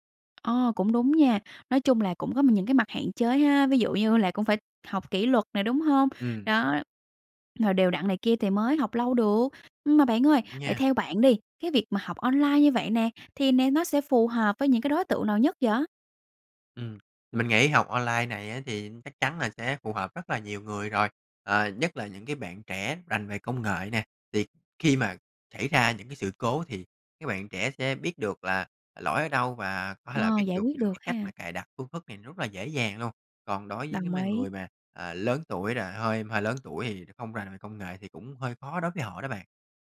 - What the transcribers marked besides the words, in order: tapping
- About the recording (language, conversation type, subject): Vietnamese, podcast, Bạn nghĩ sao về việc học trực tuyến thay vì đến lớp?